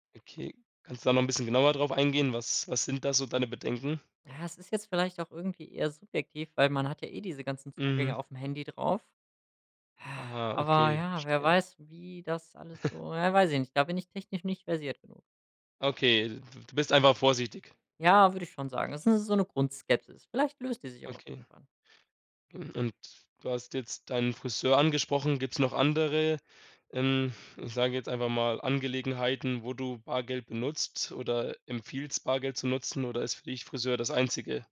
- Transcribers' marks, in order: chuckle
- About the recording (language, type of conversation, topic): German, podcast, Wie findest du bargeldloses Bezahlen im Alltag?